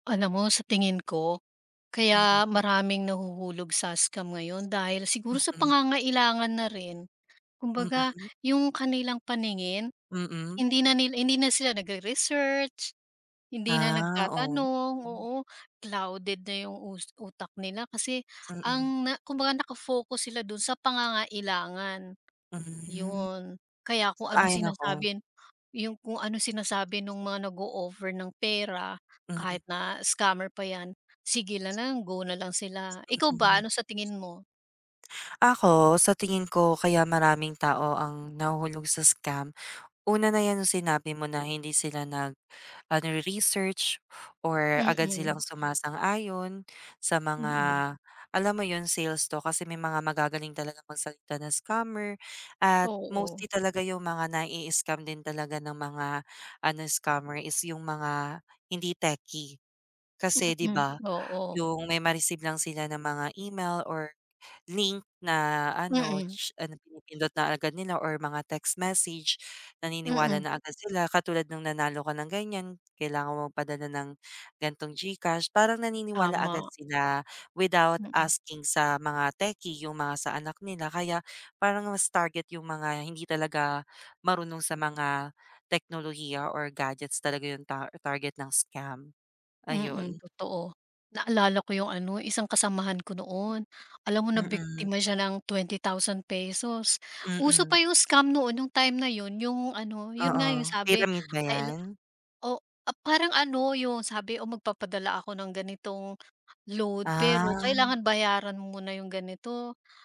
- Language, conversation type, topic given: Filipino, unstructured, Bakit sa tingin mo maraming tao ang nabibiktima ng mga panlilinlang tungkol sa pera?
- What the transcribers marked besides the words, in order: other background noise; tapping